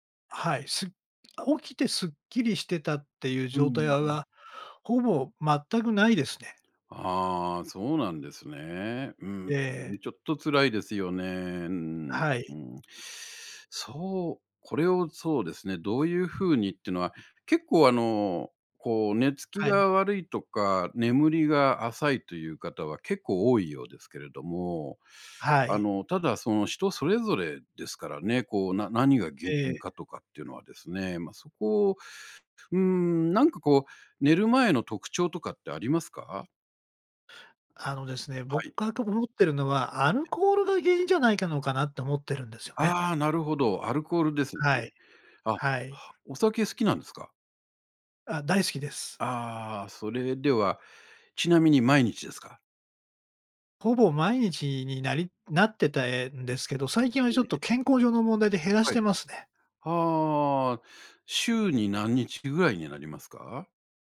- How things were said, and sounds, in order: other background noise
- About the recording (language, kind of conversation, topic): Japanese, advice, 夜に何時間も寝つけないのはどうすれば改善できますか？